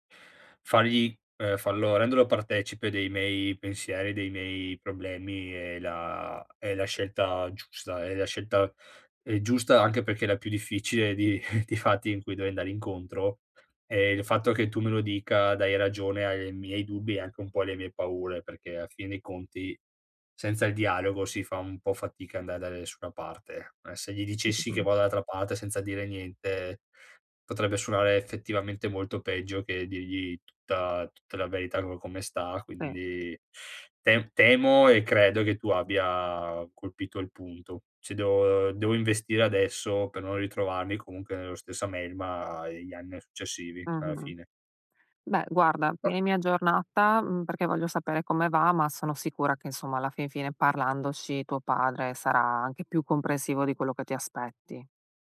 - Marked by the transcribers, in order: laughing while speaking: "di fatti"; other background noise
- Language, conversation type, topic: Italian, advice, Come posso rispettare le tradizioni di famiglia mantenendo la mia indipendenza personale?